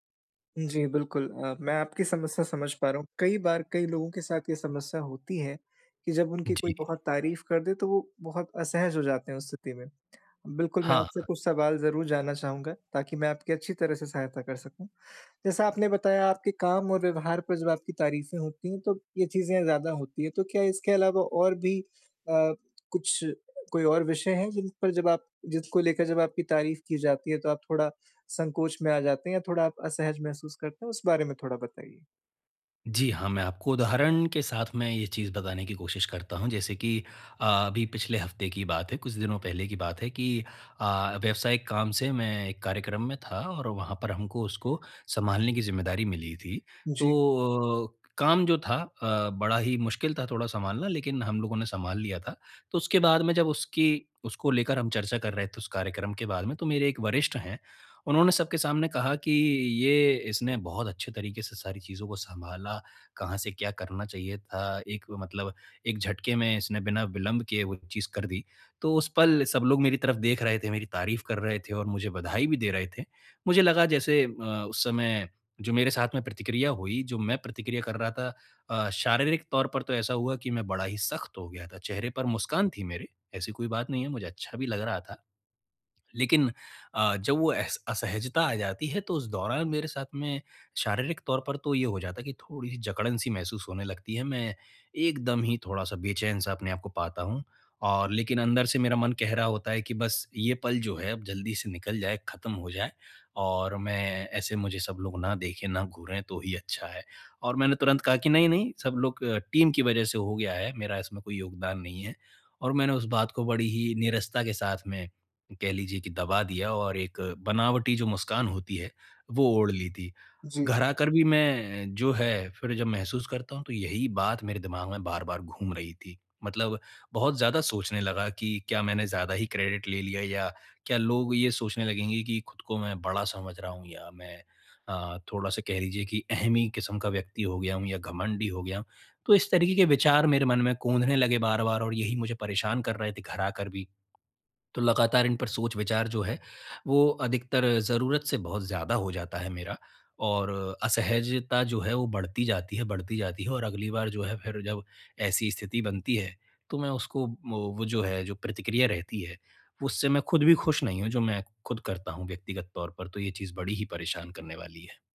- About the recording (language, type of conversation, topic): Hindi, advice, तारीफ मिलने पर असहजता कैसे दूर करें?
- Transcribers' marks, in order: other background noise; tapping; in English: "टीम"; in English: "क्रेडिट"